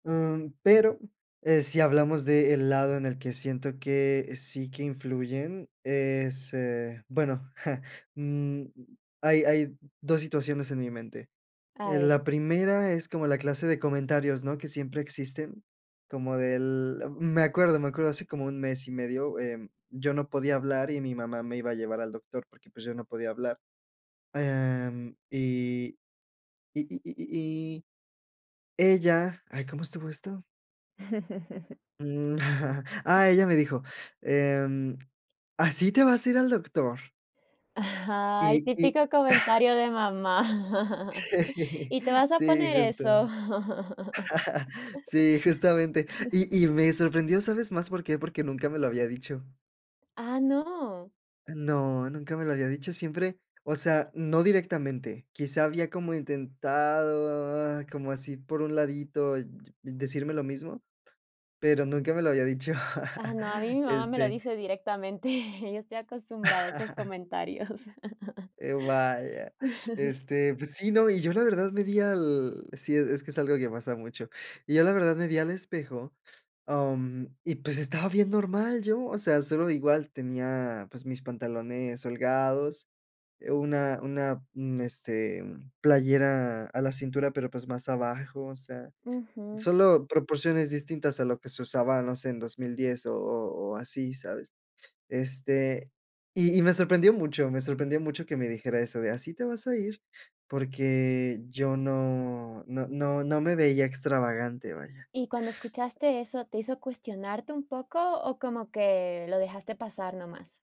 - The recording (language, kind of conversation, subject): Spanish, podcast, ¿Cómo influye tu familia en tu forma de vestir?
- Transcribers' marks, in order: chuckle; laugh; chuckle; tapping; laughing while speaking: "Ajá"; chuckle; laughing while speaking: "Sí"; laugh; chuckle; chuckle; other noise; drawn out: "intentado"; laugh; laugh; chuckle; laugh